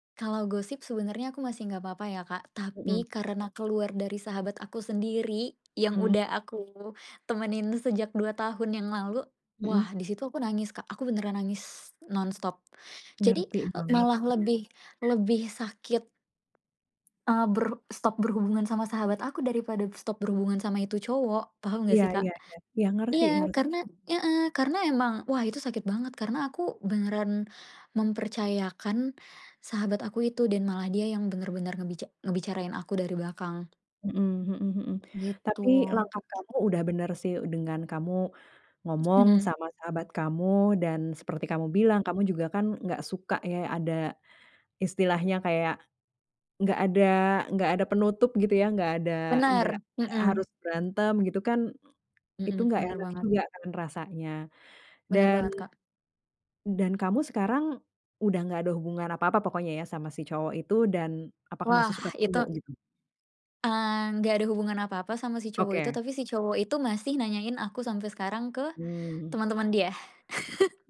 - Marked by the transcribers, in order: in English: "non-stop"; other background noise; other animal sound; in English: "stop"; in English: "stop"; tapping; chuckle; chuckle
- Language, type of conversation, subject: Indonesian, advice, Pernahkah Anda mengalami perselisihan akibat gosip atau rumor, dan bagaimana Anda menanganinya?